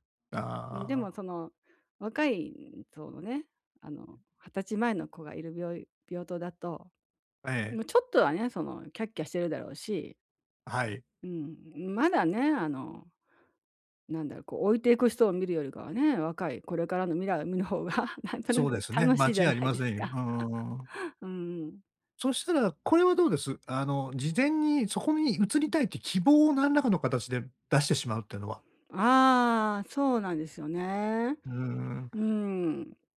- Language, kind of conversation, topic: Japanese, advice, 新しい場所で感じる不安にどう対処すればよいですか？
- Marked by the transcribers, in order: other background noise; laughing while speaking: "見る方が、なんとなく楽しいじゃないですか"; laugh